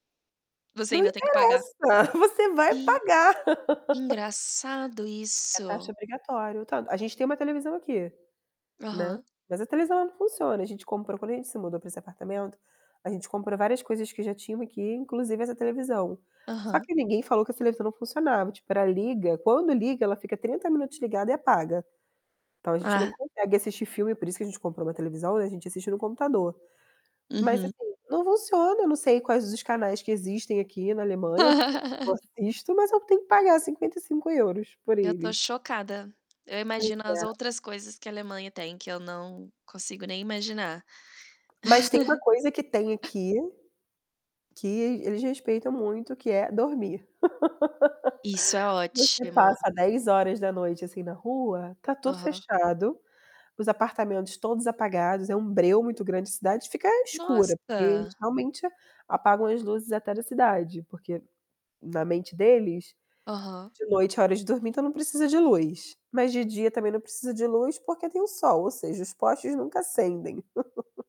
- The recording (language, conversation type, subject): Portuguese, unstructured, Como você usaria a habilidade de nunca precisar dormir?
- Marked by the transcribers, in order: distorted speech; chuckle; laugh; laugh; laugh; laugh; laugh